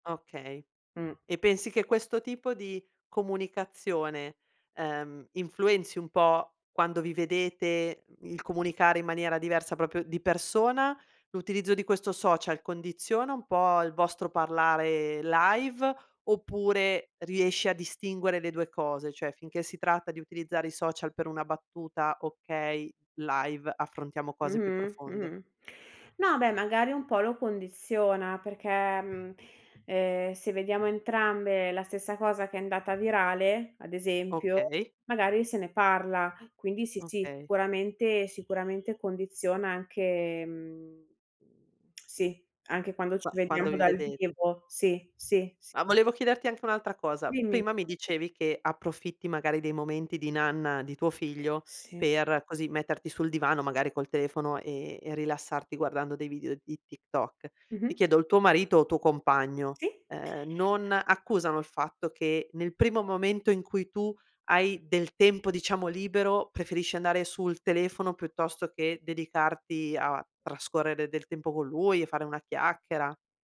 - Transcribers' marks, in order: in English: "live"; in English: "live"
- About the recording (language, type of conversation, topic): Italian, podcast, Che effetto hanno i social network sui rapporti tra familiari?